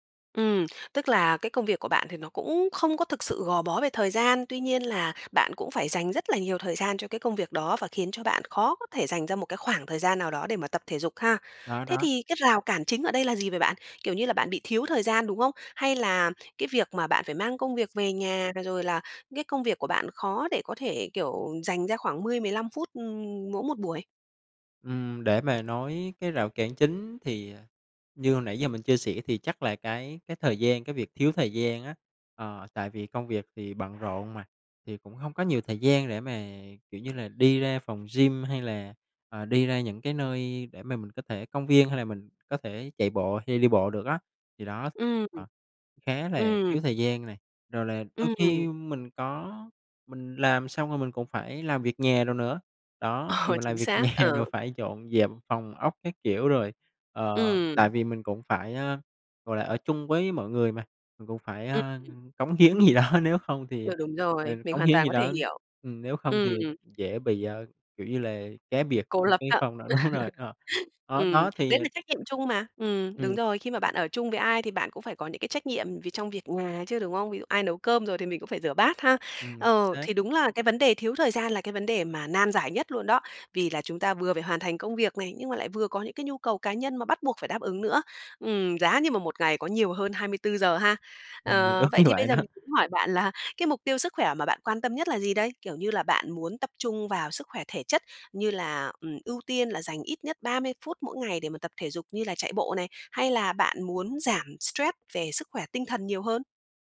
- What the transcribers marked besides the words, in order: tapping; other noise; other background noise; laughing while speaking: "Ờ"; laughing while speaking: "nhà"; laughing while speaking: "gì đó"; laugh; laughing while speaking: "đúng rồi"; laughing while speaking: "đúng như"
- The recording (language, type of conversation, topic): Vietnamese, advice, Làm thế nào để sắp xếp tập thể dục hằng tuần khi bạn quá bận rộn với công việc?